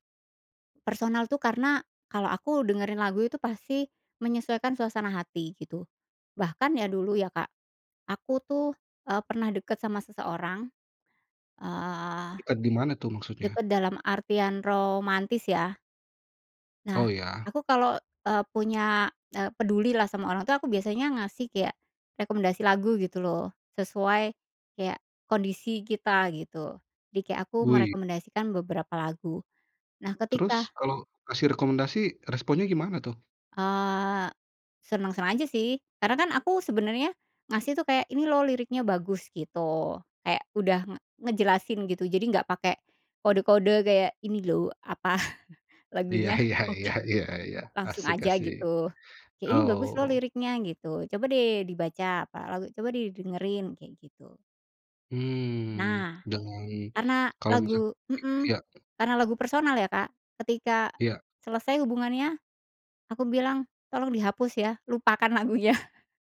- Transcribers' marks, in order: tapping; laughing while speaking: "apa"; laughing while speaking: "oke"; laughing while speaking: "lagunya"
- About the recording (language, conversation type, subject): Indonesian, podcast, Lagu apa yang membuat kamu ingin bercerita panjang lebar?